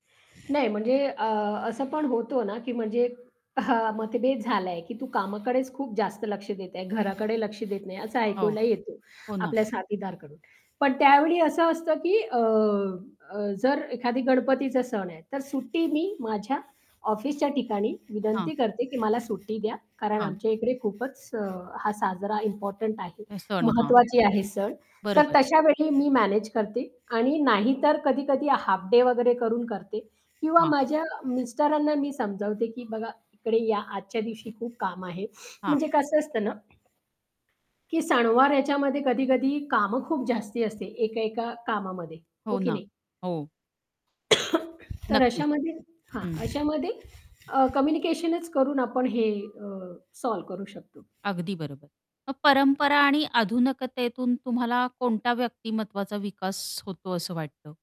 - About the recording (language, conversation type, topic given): Marathi, podcast, तुम्ही घरच्या परंपरा जपत शहराचं आयुष्य कसं सांभाळता?
- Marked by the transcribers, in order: static; in English: "हाफ डे"; cough; in English: "सॉल्व्ह"; other background noise; tapping